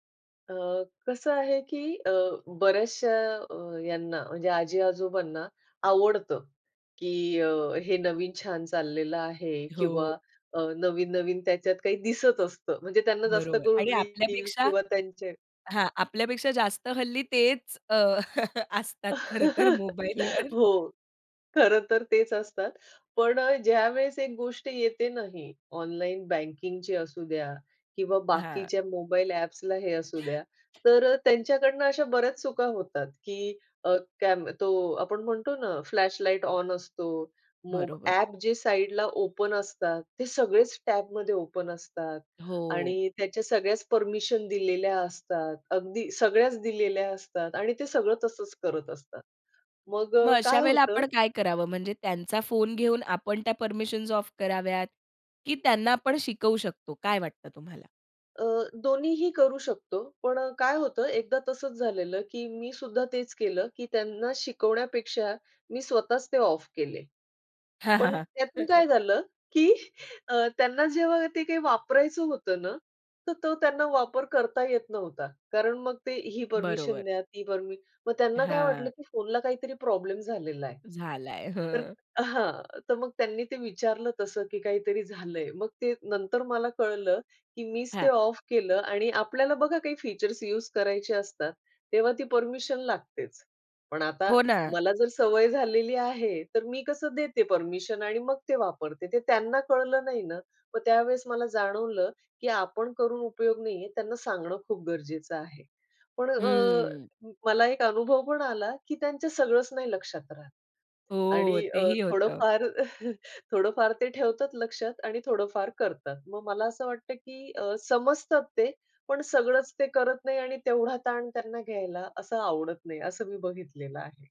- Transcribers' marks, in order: chuckle; laugh; other noise; in English: "ओपन"; in English: "ओपन"; chuckle; chuckle
- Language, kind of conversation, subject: Marathi, podcast, डिजिटल सुरक्षा आणि गोपनीयतेबद्दल तुम्ही किती जागरूक आहात?